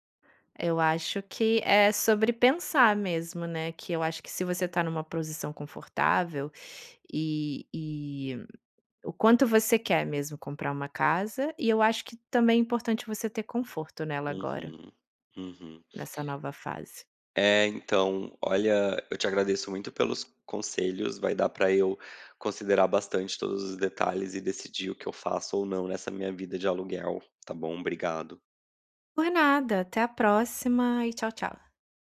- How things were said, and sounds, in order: none
- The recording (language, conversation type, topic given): Portuguese, advice, Devo comprar uma casa própria ou continuar morando de aluguel?